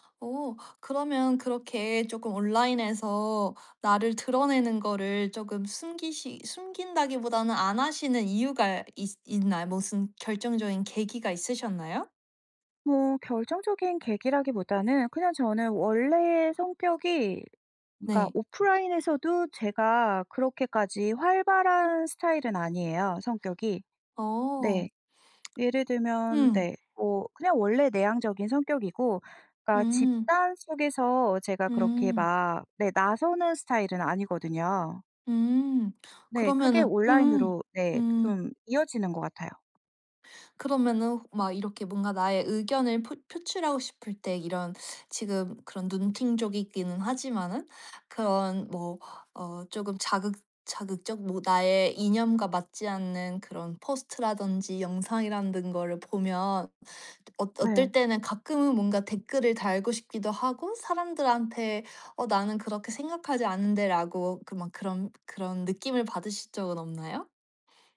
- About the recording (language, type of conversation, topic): Korean, podcast, 온라인에서는 더 솔직해지시나요, 아니면 더 신중해지시나요?
- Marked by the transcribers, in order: other background noise; background speech; tapping